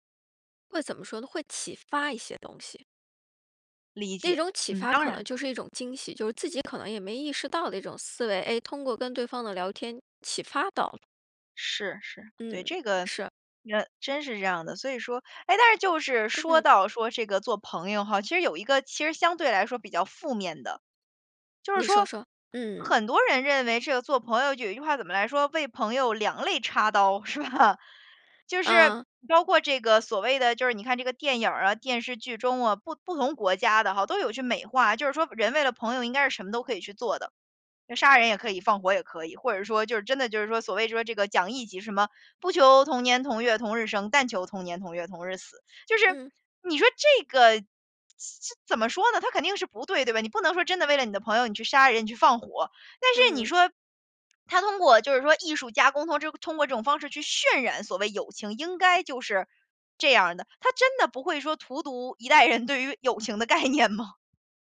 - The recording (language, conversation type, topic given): Chinese, podcast, 你觉得什么样的人才算是真正的朋友？
- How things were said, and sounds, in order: other background noise; laughing while speaking: "是吧？"; laughing while speaking: "一代人对于友情的概念吗？"